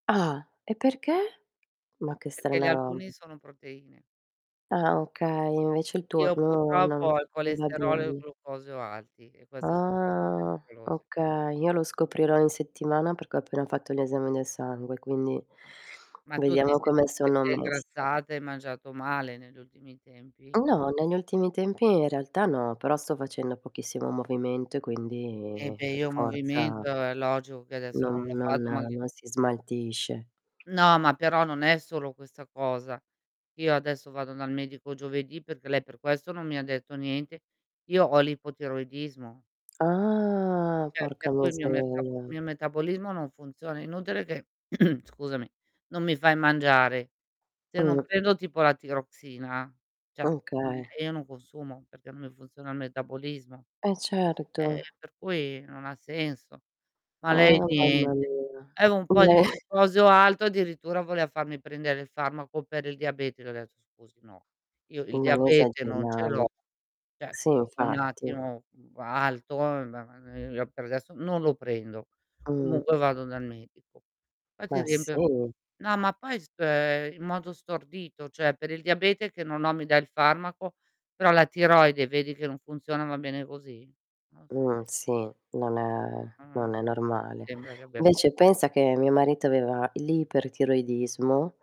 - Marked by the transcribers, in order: tapping; other background noise; distorted speech; drawn out: "Ah"; static; unintelligible speech; drawn out: "Ah"; "Cioè" said as "ceh"; throat clearing; "cioè" said as "ceh"; "Avevo" said as "aveo"; "glucosio" said as "guccosio"; laughing while speaking: "Beh!"; "Cioè" said as "ceh"; "cioè" said as "ceh"
- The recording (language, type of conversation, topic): Italian, unstructured, Qual è l’importanza della varietà nella nostra dieta quotidiana?